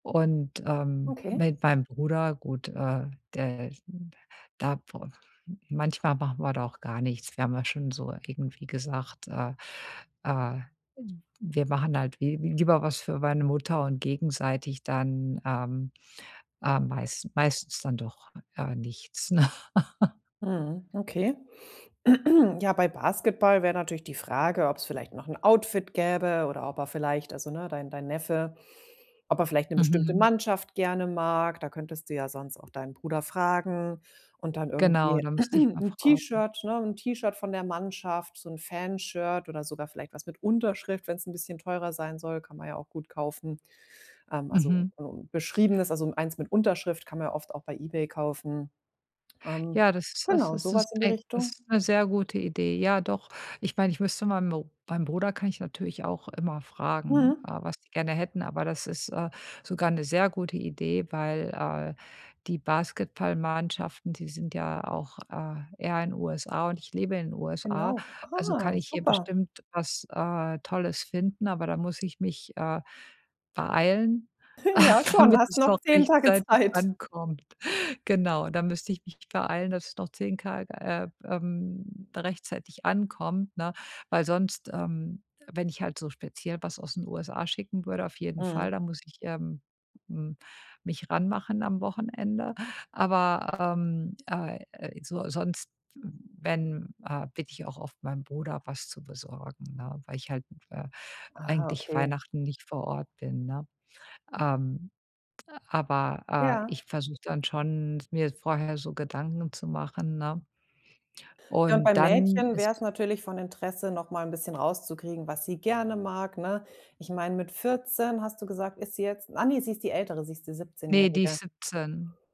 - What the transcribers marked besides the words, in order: unintelligible speech; laugh; throat clearing; unintelligible speech; surprised: "Ah"; chuckle; laughing while speaking: "Zeit"; other background noise
- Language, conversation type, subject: German, advice, Wie finde ich passende Geschenke für verschiedene Anlässe?